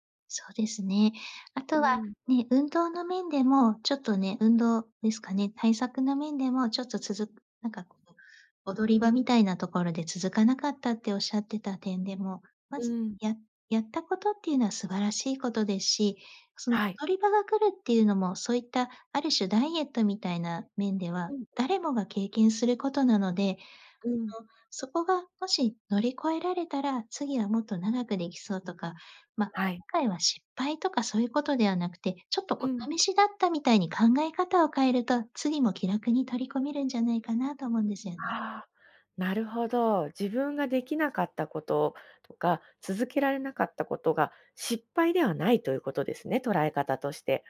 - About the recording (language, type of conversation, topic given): Japanese, advice, 体型や見た目について自分を低く評価してしまうのはなぜですか？
- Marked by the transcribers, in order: none